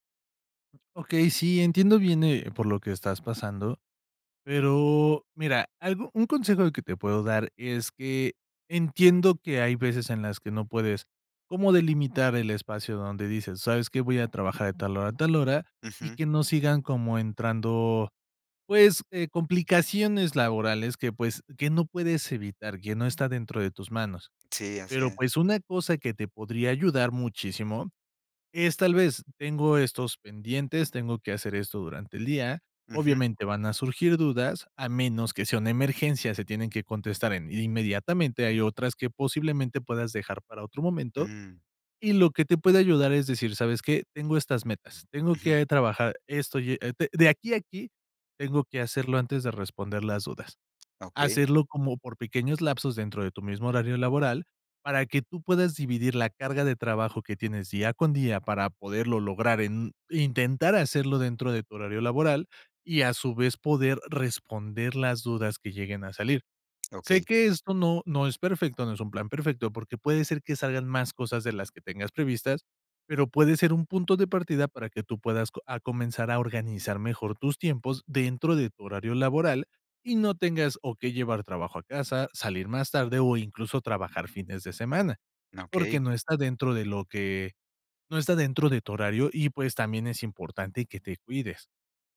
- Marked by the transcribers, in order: other noise
- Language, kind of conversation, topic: Spanish, advice, ¿Qué te dificulta concentrarte y cumplir tus horas de trabajo previstas?